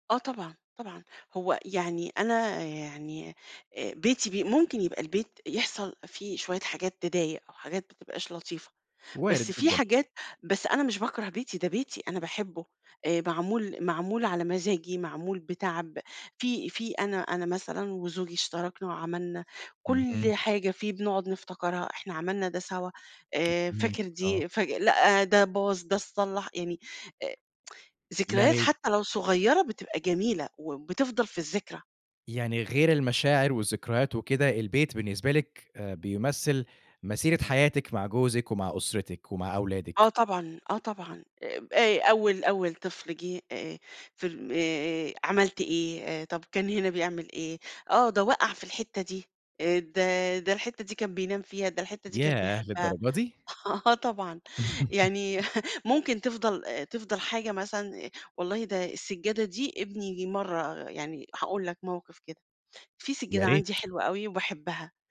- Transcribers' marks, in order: tapping; tsk; laughing while speaking: "آه طبعًا، يعني"; laugh
- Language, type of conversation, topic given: Arabic, podcast, إيه معنى البيت أو الوطن بالنسبالك؟